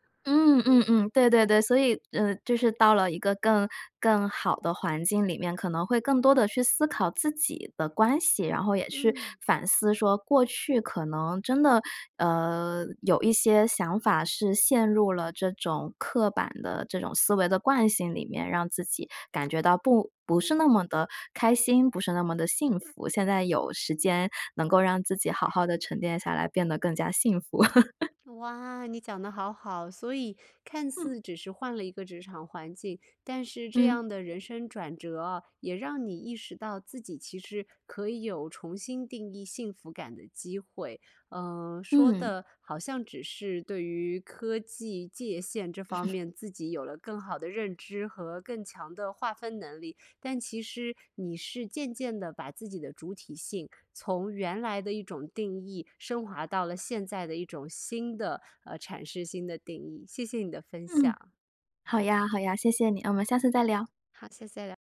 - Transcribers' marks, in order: laughing while speaking: "能够让自己好好地沉淀下来，变得更加幸福"; laugh; drawn out: "哇"; laugh
- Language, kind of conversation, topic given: Chinese, podcast, 如何在工作和私生活之间划清科技使用的界限？